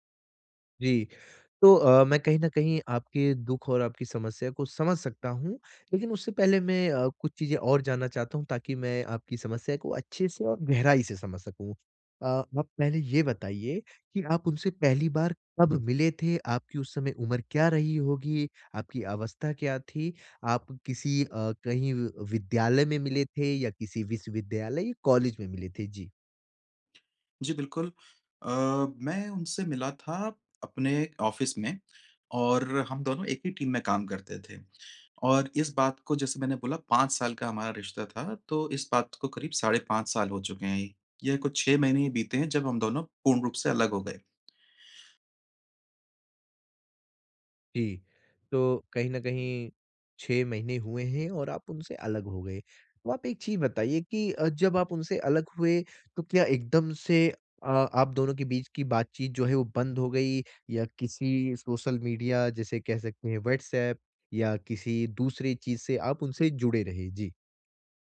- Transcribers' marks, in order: tapping; in English: "ऑफिस"; in English: "टीम"
- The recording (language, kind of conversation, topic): Hindi, advice, रिश्ता टूटने के बाद अस्थिर भावनाओं का सामना मैं कैसे करूँ?
- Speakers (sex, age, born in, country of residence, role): male, 20-24, India, India, advisor; male, 35-39, India, India, user